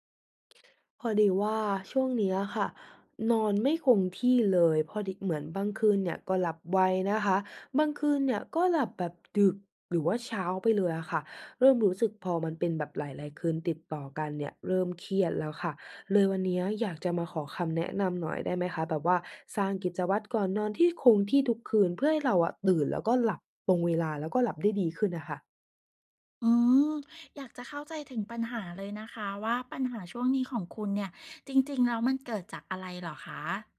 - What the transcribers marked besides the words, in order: none
- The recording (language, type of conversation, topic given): Thai, advice, จะสร้างกิจวัตรก่อนนอนให้สม่ำเสมอทุกคืนเพื่อหลับดีขึ้นและตื่นตรงเวลาได้อย่างไร?